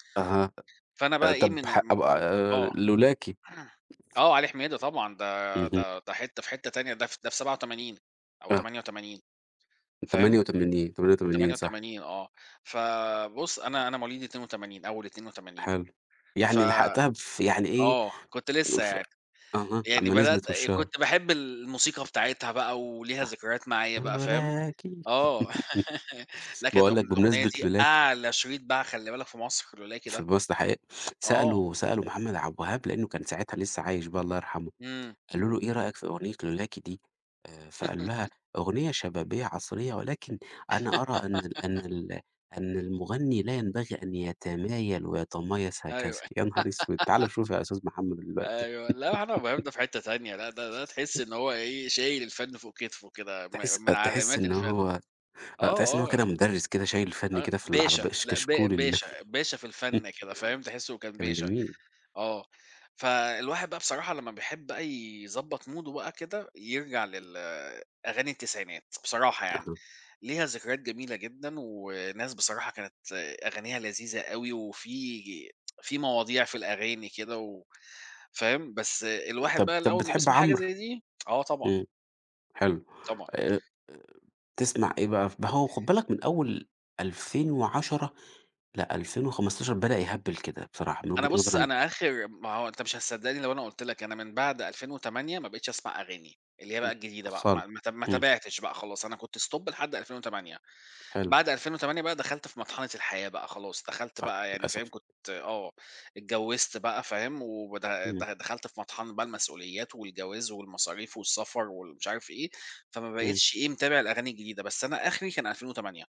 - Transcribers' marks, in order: other noise; unintelligible speech; other background noise; tapping; singing: "لولاكِ"; giggle; laugh; laugh; giggle; giggle; giggle; chuckle; in English: "موده"; tsk; unintelligible speech; in English: "stop"
- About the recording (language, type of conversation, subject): Arabic, unstructured, إيه دور الفن في حياتك اليومية؟